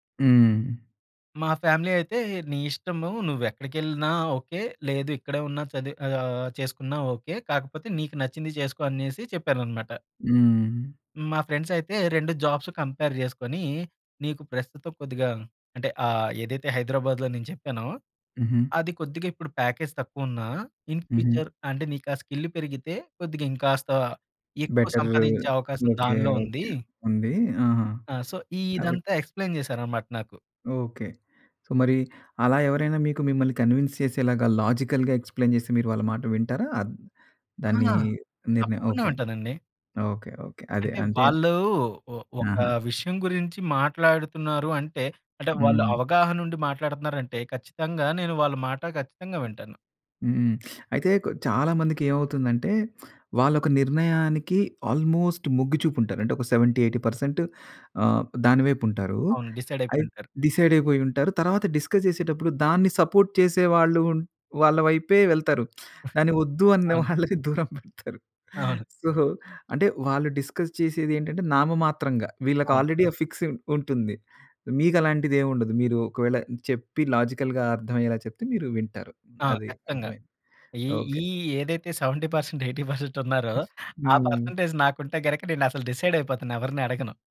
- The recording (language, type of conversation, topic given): Telugu, podcast, ఒంటరిగా ముందుగా ఆలోచించి, తర్వాత జట్టుతో పంచుకోవడం మీకు సబబా?
- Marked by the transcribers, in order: in English: "ఫ్యామిలీ"; in English: "ఫ్రెండ్స్"; in English: "జాబ్స్ కంపేర్"; in English: "ప్యాకేజ్"; in English: "ఇన్ ఫ్యూచర్"; in English: "స్కిల్"; in English: "సో"; in English: "ఎక్స్ప్లేయిన్"; in English: "సో"; in English: "కన్విన్స్"; in English: "లాజికల్‌గా ఎక్స్ప్లేన్"; other background noise; teeth sucking; in English: "ఆల్మోస్ట్"; in English: "సెవెంటీ, ఎయిటీ పర్సెంట్"; in English: "డిసైడ్"; in English: "డిసైడ్"; in English: "డిస్కస్"; in English: "సపోర్ట్"; laughing while speaking: "వద్దు అన్న వాళ్ళని దూరం పెడతారు. సో"; in English: "సో"; in English: "డిస్కస్"; in English: "ఆల్రెడీ"; in English: "ఫిక్స్"; in English: "లాజికల్‌గా"; laughing while speaking: "సెవెంటీ పర్సెంట్, ఎయిటీ పర్సెంట్ ఉన్నారో! … అసలు డిసైడ్ అయిపోతాను"; in English: "సెవెంటీ పర్సెంట్, ఎయిటీ పర్సెంట్"; in English: "పర్సెంటేజ్"; in English: "డిసైడ్"